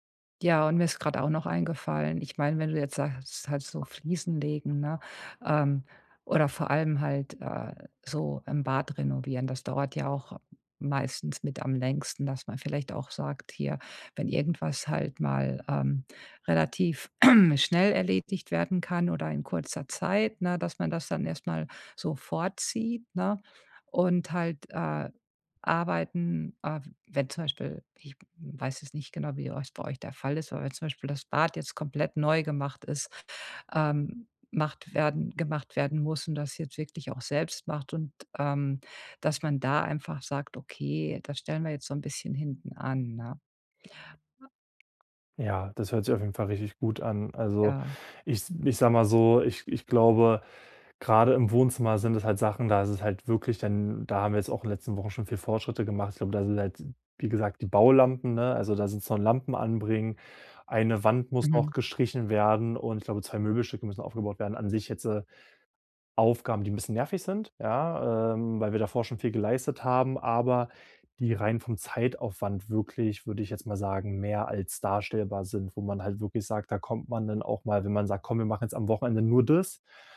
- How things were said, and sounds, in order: other noise; throat clearing; other background noise; stressed: "das"
- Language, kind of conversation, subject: German, advice, Wie kann ich Ruhe finden, ohne mich schuldig zu fühlen, wenn ich weniger leiste?